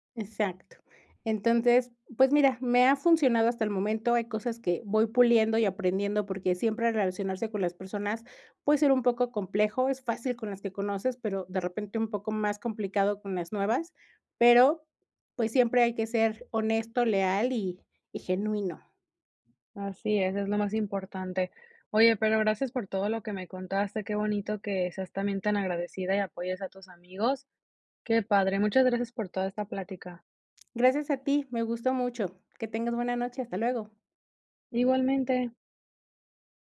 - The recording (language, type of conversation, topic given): Spanish, podcast, ¿Cómo creas redes útiles sin saturarte de compromisos?
- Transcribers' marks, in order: none